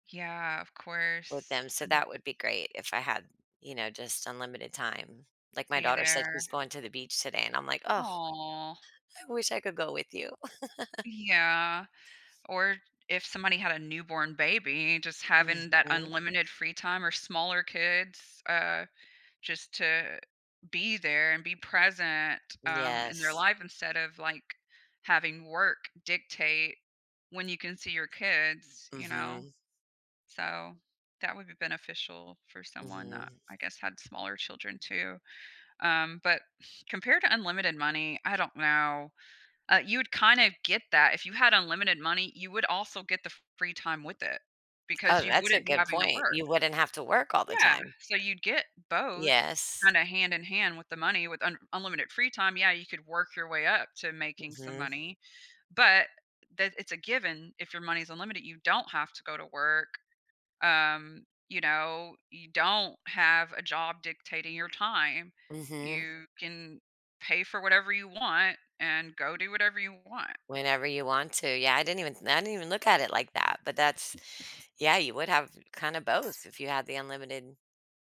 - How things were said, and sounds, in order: other background noise; drawn out: "Aw"; laugh; tapping; other noise
- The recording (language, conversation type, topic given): English, unstructured, What do you think is more important for happiness—having more free time or having more money?